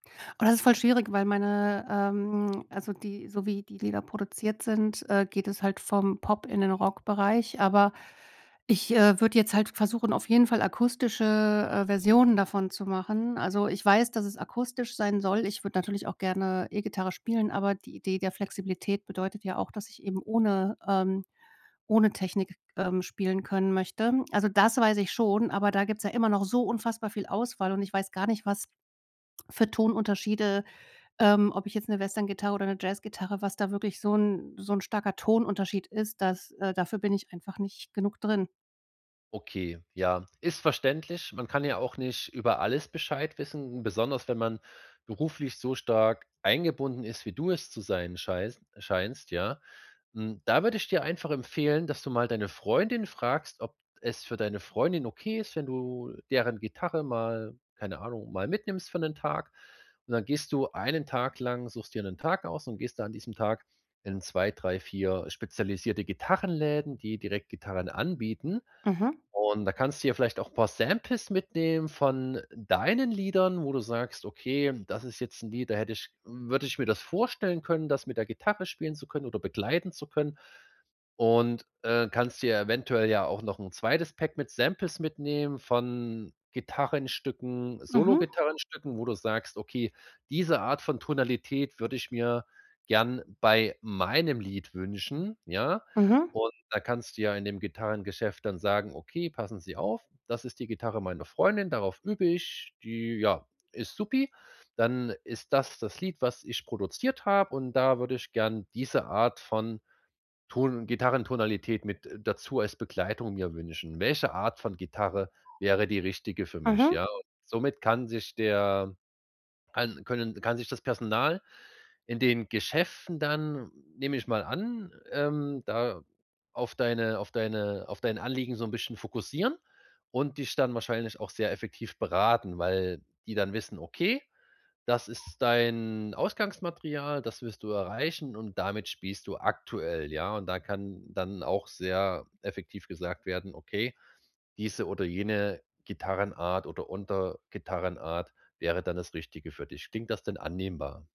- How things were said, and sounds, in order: stressed: "deinen"; stressed: "meinem"; other background noise
- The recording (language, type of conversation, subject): German, advice, Wie finde ich bei so vielen Kaufoptionen das richtige Produkt?